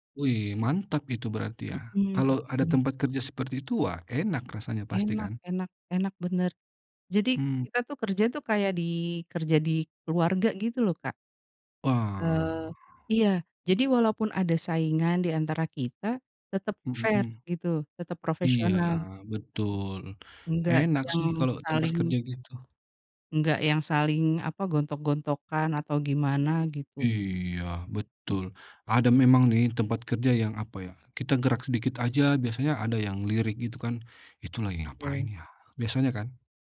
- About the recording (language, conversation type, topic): Indonesian, unstructured, Apa hal paling menyenangkan yang pernah terjadi di tempat kerja?
- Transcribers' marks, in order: drawn out: "Wah"; in English: "fair"; other background noise